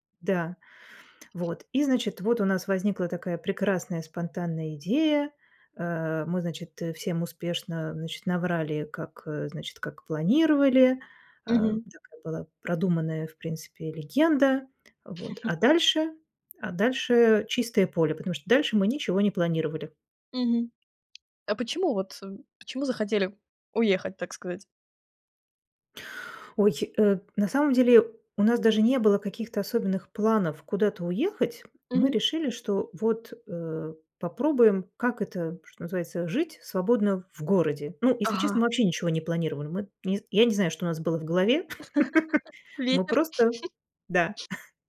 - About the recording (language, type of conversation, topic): Russian, podcast, Каким было ваше приключение, которое началось со спонтанной идеи?
- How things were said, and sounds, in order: chuckle; tapping; laugh; chuckle